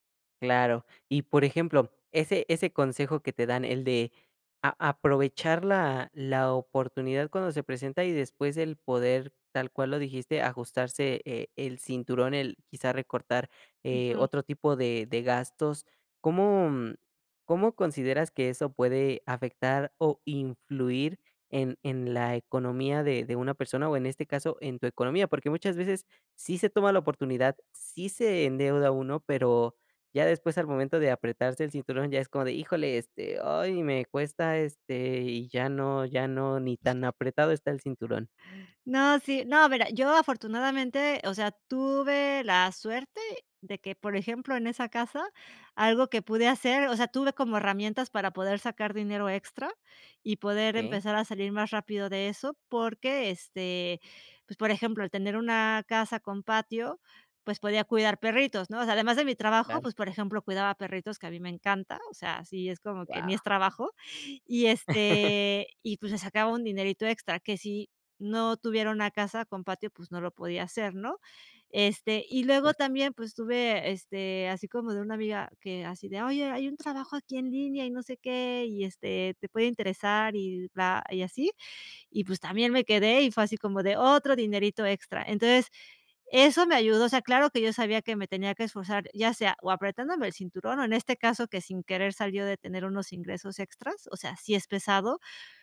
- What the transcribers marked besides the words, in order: other background noise; chuckle
- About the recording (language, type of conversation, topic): Spanish, podcast, ¿Cómo decides entre disfrutar hoy o ahorrar para el futuro?